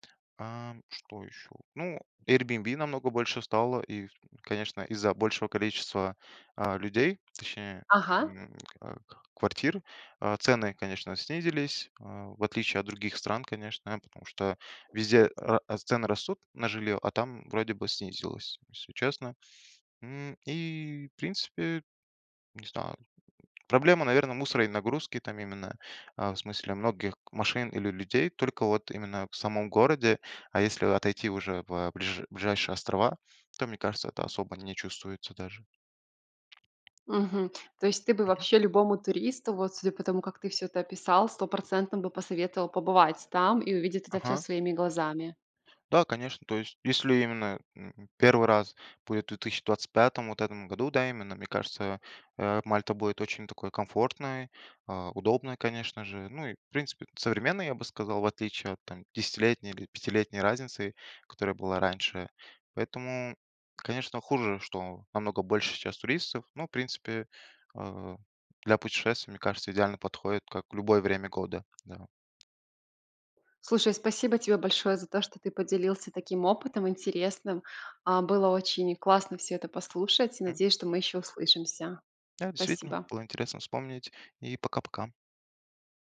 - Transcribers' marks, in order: tapping
- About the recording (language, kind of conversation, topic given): Russian, podcast, Почему для вас важно ваше любимое место на природе?